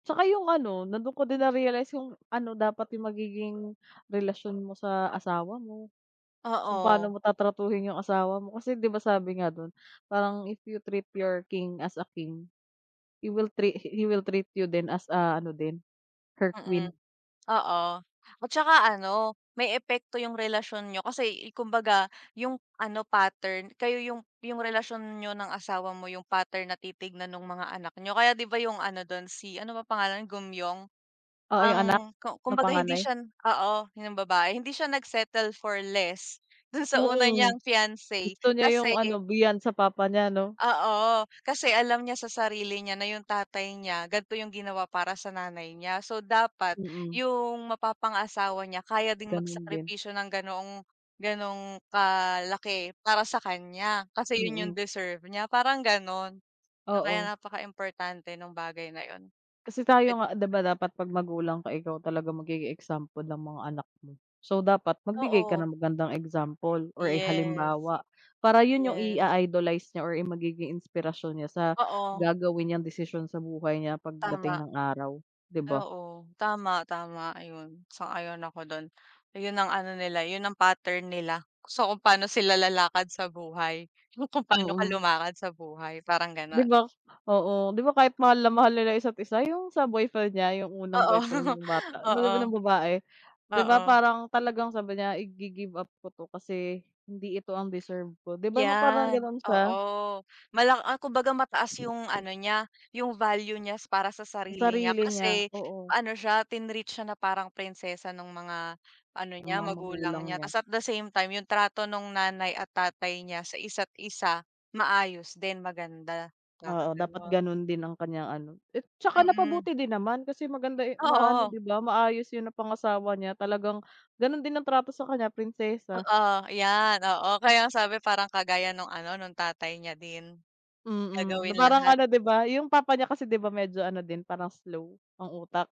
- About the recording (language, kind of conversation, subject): Filipino, unstructured, Ano ang huling palabas na talagang nakaantig ng damdamin mo?
- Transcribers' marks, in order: dog barking; in English: "If you treat your king … will treat you"; other background noise; chuckle